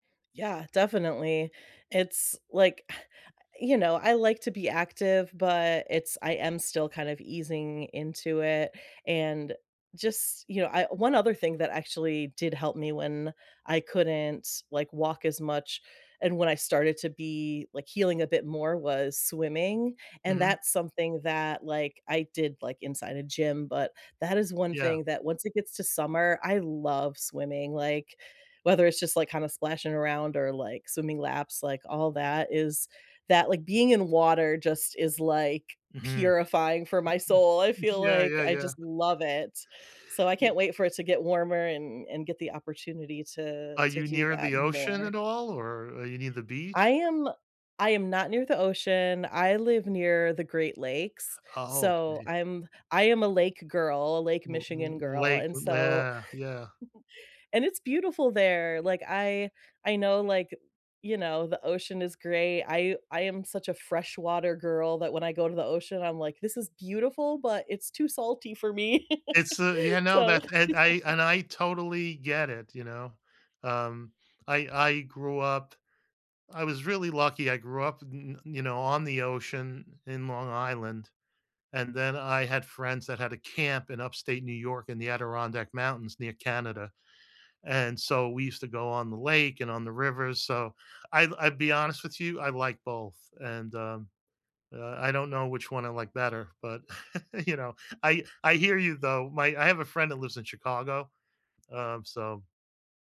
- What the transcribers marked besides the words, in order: scoff; chuckle; other background noise; scoff; laugh; chuckle
- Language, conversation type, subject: English, unstructured, What outdoor activity instantly lifts your spirits, and how can we enjoy it together soon?
- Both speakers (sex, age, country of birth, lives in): female, 45-49, United States, United States; male, 65-69, United States, United States